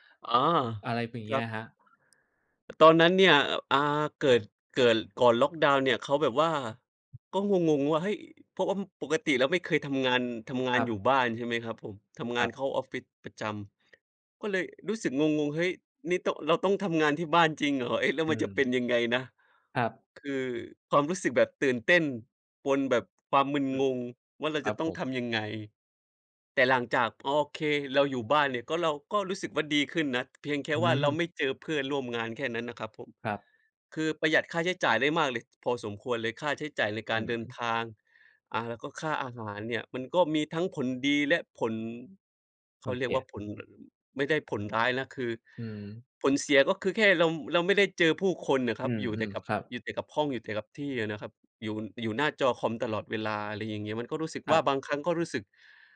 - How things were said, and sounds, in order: tapping; other background noise; "โอเค" said as "ออเค"; other noise
- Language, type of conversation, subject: Thai, unstructured, โควิด-19 เปลี่ยนแปลงโลกของเราไปมากแค่ไหน?
- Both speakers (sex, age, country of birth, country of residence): male, 20-24, Thailand, Thailand; male, 30-34, Indonesia, Indonesia